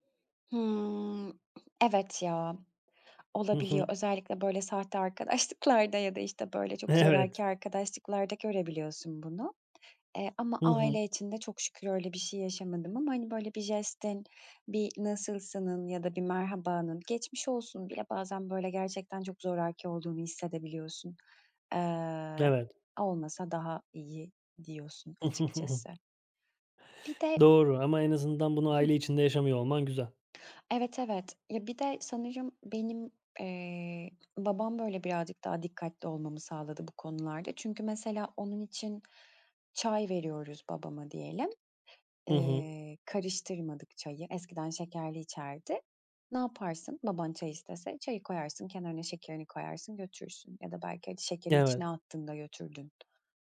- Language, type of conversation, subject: Turkish, podcast, Aile içinde gerçekten işe yarayan küçük jestler hangileridir?
- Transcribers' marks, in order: tapping; laughing while speaking: "arkadaşlıklarda"; chuckle; other background noise